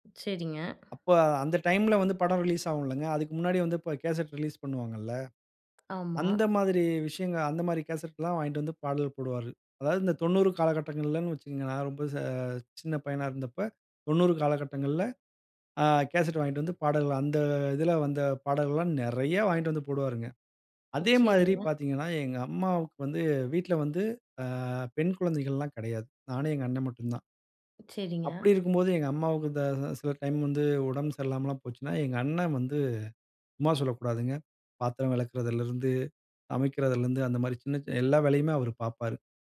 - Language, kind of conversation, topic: Tamil, podcast, அண்ணன்–தம்பி உறவை வீட்டில் எப்படி வளர்க்கிறீர்கள்?
- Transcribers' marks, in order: other background noise; drawn out: "அந்த"; tapping